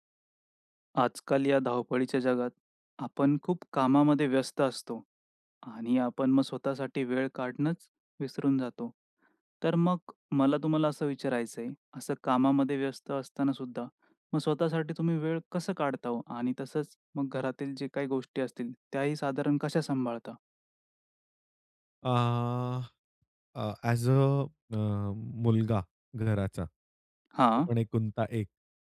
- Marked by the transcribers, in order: none
- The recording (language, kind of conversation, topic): Marathi, podcast, फक्त स्वतःसाठी वेळ कसा काढता आणि घरही कसे सांभाळता?